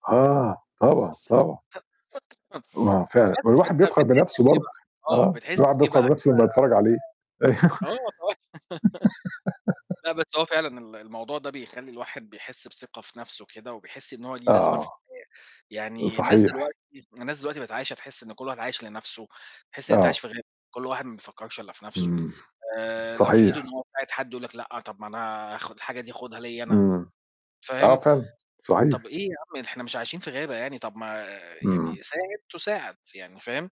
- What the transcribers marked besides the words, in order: throat clearing; distorted speech; laugh; laughing while speaking: "أيوة"; giggle; tapping
- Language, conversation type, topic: Arabic, unstructured, إيه أكتر حاجة بتخليك تحس بالفخر بنفسك؟